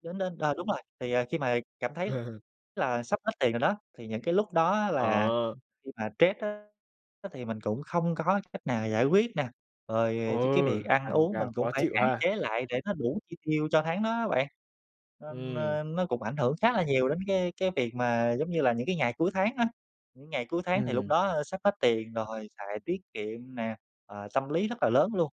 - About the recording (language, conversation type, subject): Vietnamese, advice, Làm sao kiểm soát thói quen tiêu tiền để tìm niềm vui?
- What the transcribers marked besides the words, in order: laugh; tapping